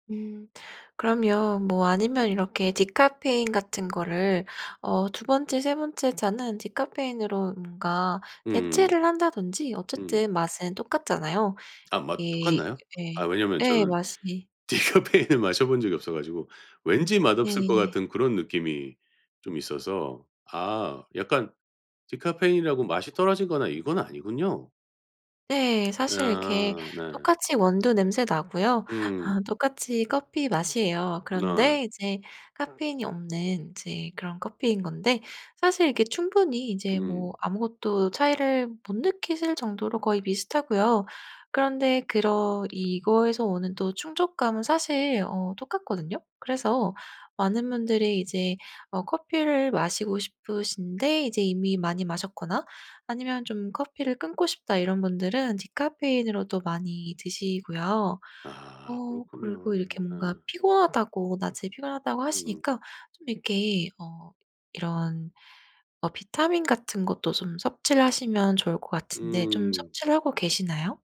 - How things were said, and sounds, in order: other background noise; laughing while speaking: "디카페인을"; tapping
- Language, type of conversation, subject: Korean, advice, 규칙적인 수면 습관을 지키지 못해서 낮에 계속 피곤한데 어떻게 하면 좋을까요?